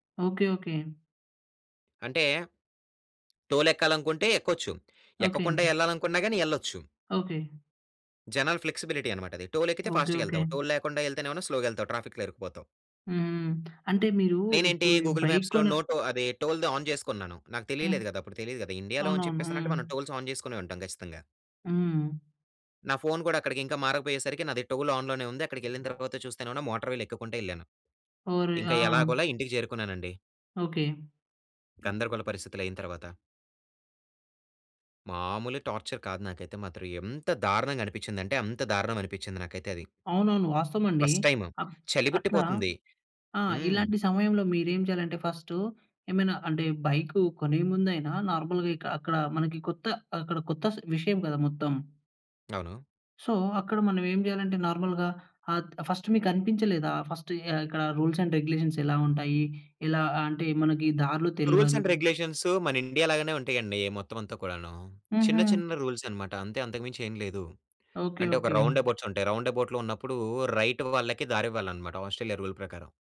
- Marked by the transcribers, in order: in English: "టోల్"; in English: "ఫ్లెక్సిబిలిటీ"; in English: "టోల్"; in English: "ఫాస్ట్‌గా"; in English: "టోల్"; in English: "స్లోగా"; in English: "ట్రాఫిక్‌లో"; in English: "గూగుల్ మ్యాప్స్‌లో నో టో"; in English: "టోల్‌ది ఆన్"; in English: "టోల్స్ ఆన్"; in English: "టోల్ ఆన్"; other background noise; in English: "మోటర్ వీల్"; in English: "టార్చర్"; in English: "ఫస్ట్ టైమ్"; in English: "ఫస్ట్"; in English: "నార్మల్‌గా"; in English: "సో"; in English: "నార్మల్‌గా"; in English: "ఫస్ట్"; in English: "ఫస్ట్"; in English: "రూల్స్ అండ్ రెగ్యులేషన్స్"; in English: "రూల్స్ అండ్ రెగ్యులేషన్స్"; in English: "రూల్స్"; in English: "రౌండ్‌ఎబౌట్స్"; in English: "రౌండ్‌ఎబౌట్‌లో"; in English: "రైట్"; in English: "రూల్"
- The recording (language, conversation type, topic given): Telugu, podcast, విదేశీ నగరంలో భాష తెలియకుండా తప్పిపోయిన అనుభవం ఏంటి?